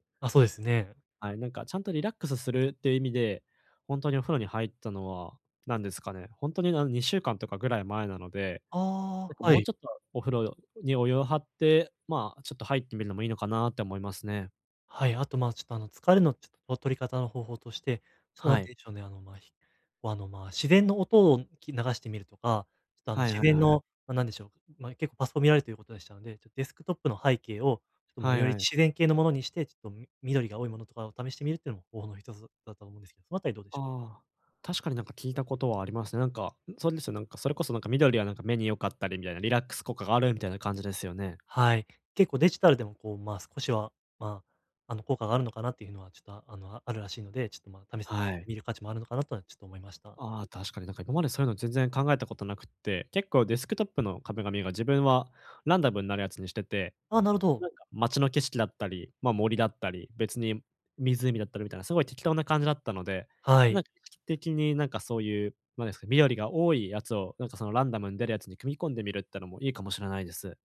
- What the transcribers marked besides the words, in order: none
- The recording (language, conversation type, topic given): Japanese, advice, 家でゆっくり休んで疲れを早く癒すにはどうすればいいですか？